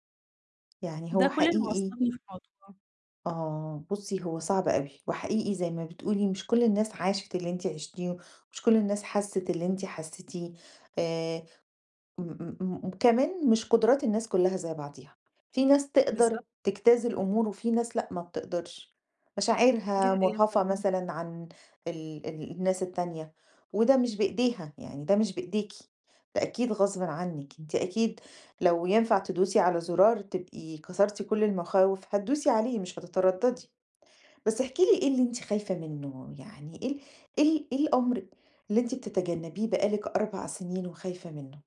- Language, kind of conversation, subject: Arabic, advice, إزاي أتكلم عن مخاوفي من غير ما أحس بخجل أو أخاف من حكم الناس؟
- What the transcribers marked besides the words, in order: none